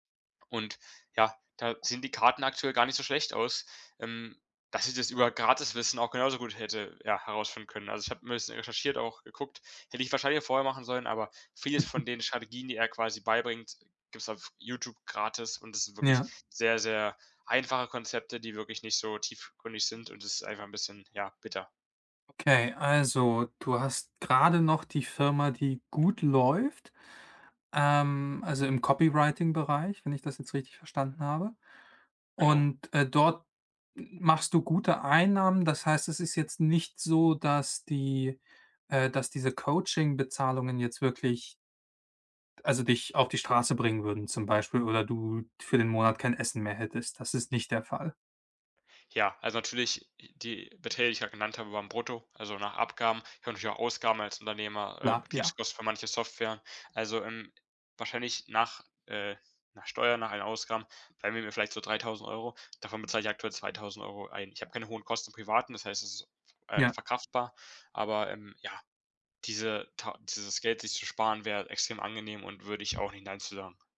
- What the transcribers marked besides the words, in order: tapping; chuckle; other background noise
- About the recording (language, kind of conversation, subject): German, advice, Wie kann ich einen Mentor finden und ihn um Unterstützung bei Karrierefragen bitten?